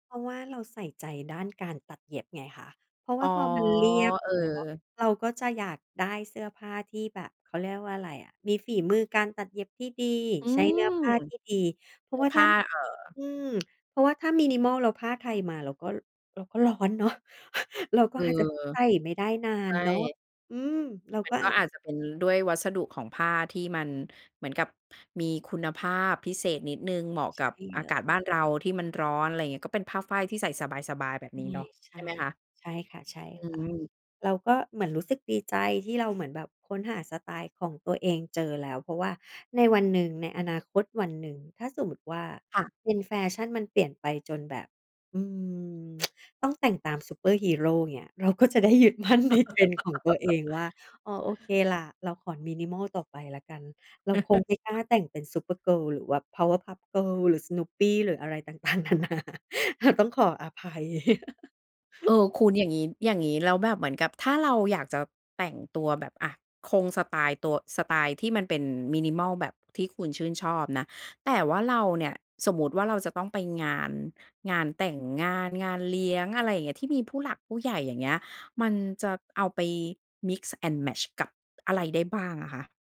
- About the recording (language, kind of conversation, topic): Thai, podcast, คุณคิดว่าเราควรแต่งตัวตามกระแสแฟชั่นหรือยึดสไตล์ของตัวเองมากกว่ากัน?
- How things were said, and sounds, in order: other background noise; chuckle; tsk; laughing while speaking: "ยึดมั่นใน trend"; laugh; chuckle; laughing while speaking: "นานา"; chuckle; in English: "mix and match"